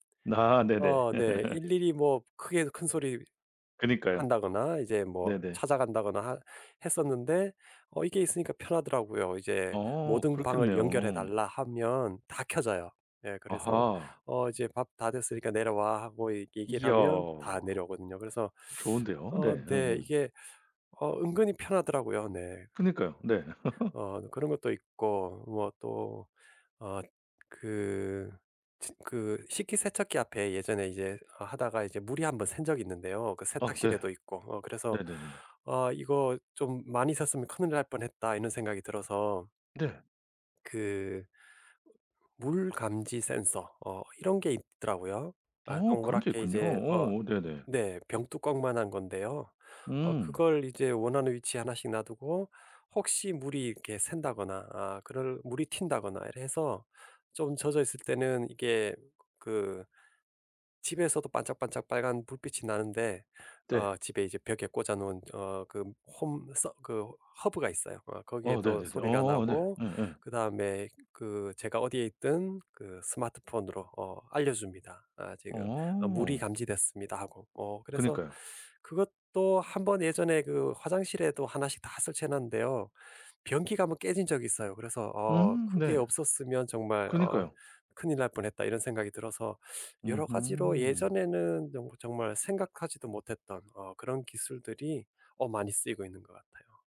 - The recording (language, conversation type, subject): Korean, podcast, 스마트홈 기술은 우리 집에 어떤 영향을 미치나요?
- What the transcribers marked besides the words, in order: laugh; laugh; other background noise; in English: "home"; in English: "hub가"; tapping